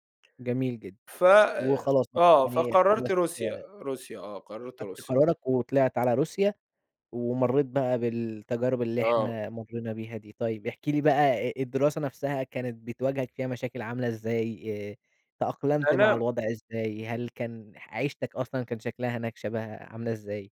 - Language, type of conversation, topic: Arabic, podcast, إمتى حسّيت إنك فخور جدًا بنفسك؟
- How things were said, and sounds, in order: tapping